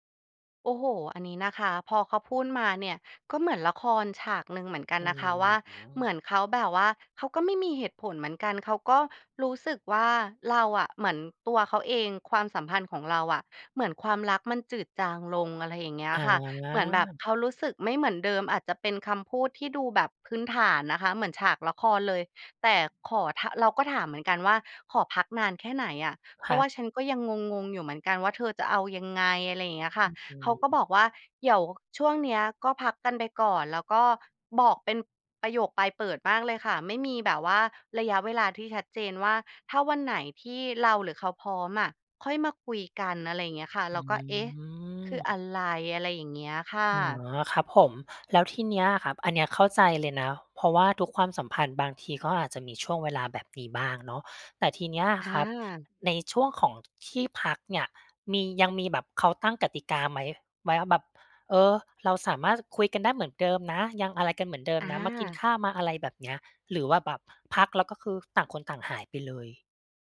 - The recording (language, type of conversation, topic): Thai, advice, จะรับมืออย่างไรเมื่อคู่ชีวิตขอพักความสัมพันธ์และคุณไม่รู้จะทำอย่างไร
- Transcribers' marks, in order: other noise